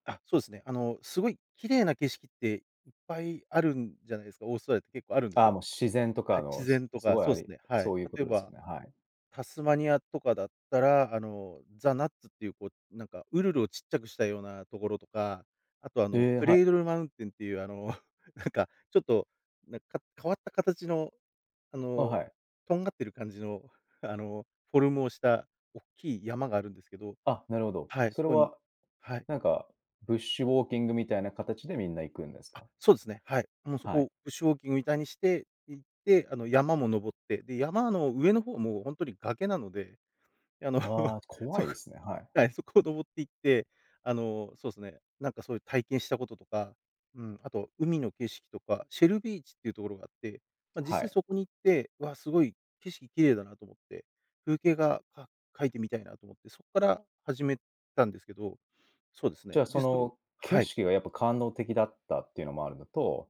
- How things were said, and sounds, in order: laughing while speaking: "あの、なんか"; laughing while speaking: "あの、そこを"
- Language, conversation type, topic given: Japanese, podcast, 最近、ワクワクした学びは何ですか？